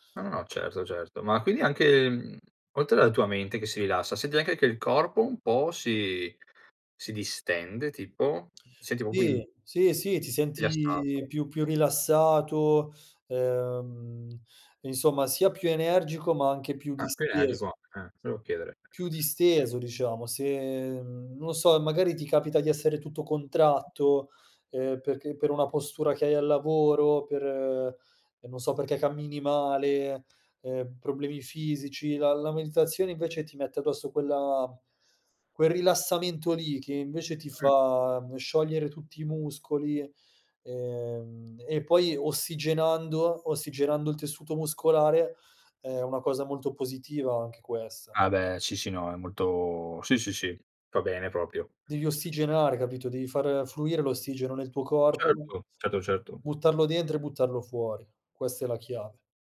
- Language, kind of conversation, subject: Italian, podcast, Come ti aiuta la respirazione a ritrovare la calma?
- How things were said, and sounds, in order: "proprio" said as "popio"; drawn out: "senti"; tapping; other background noise; other noise; drawn out: "Se"; drawn out: "fa"